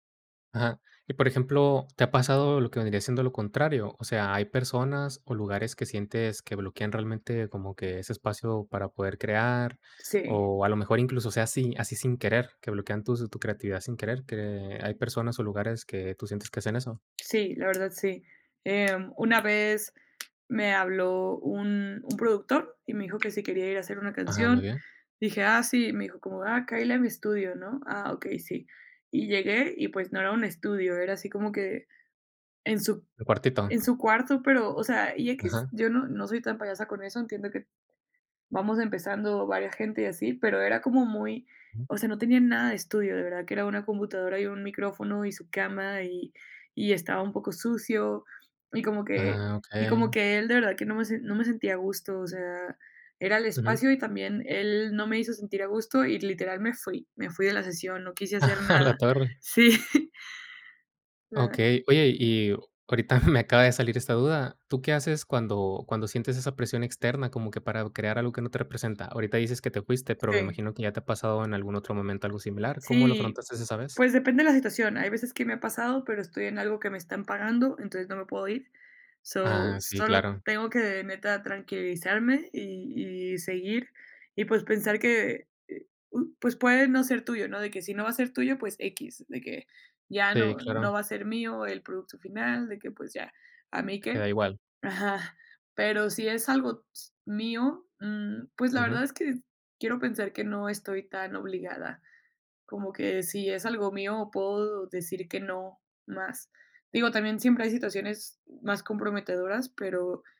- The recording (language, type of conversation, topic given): Spanish, podcast, ¿Qué límites pones para proteger tu espacio creativo?
- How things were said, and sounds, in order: other background noise; laughing while speaking: "A"; laughing while speaking: "Sí"; laughing while speaking: "me"